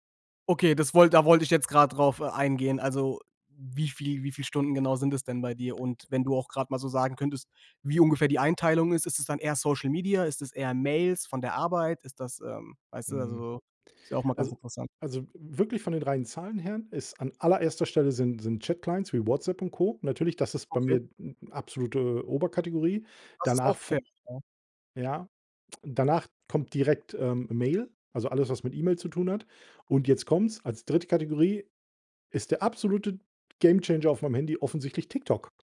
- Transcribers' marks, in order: in English: "Chat Clients"
- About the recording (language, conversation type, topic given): German, podcast, Wie gehst du im Alltag mit Smartphone-Sucht um?